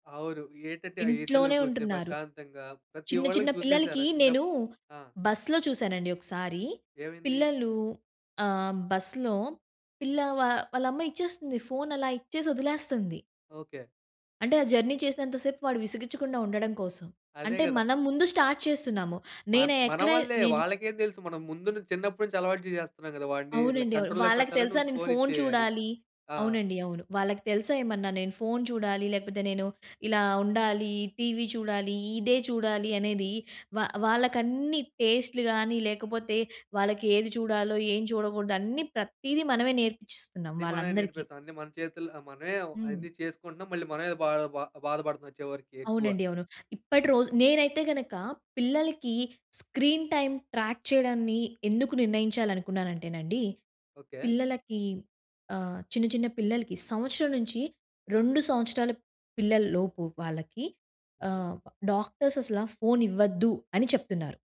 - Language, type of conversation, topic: Telugu, podcast, పిల్లల ఫోన్ వినియోగ సమయాన్ని పర్యవేక్షించాలా వద్దా అనే విషయంలో మీరు ఎలా నిర్ణయం తీసుకుంటారు?
- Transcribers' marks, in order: in English: "ఏసీలో"; in English: "జర్నీ"; in English: "స్టార్ట్"; in English: "కంట్రోల్లో"; in English: "స్క్రీన్ టైమ్ ట్రాక్"; in English: "డాక్టర్స్"